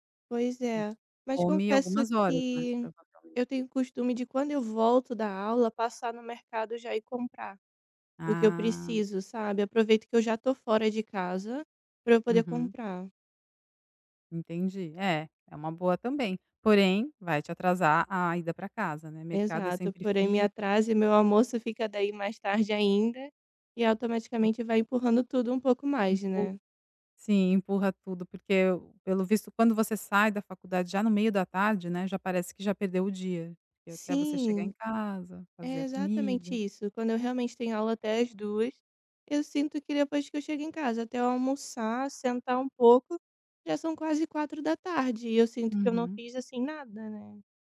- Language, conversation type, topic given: Portuguese, advice, Como posso manter uma rotina diária de trabalho ou estudo, mesmo quando tenho dificuldade?
- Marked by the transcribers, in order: tapping; other background noise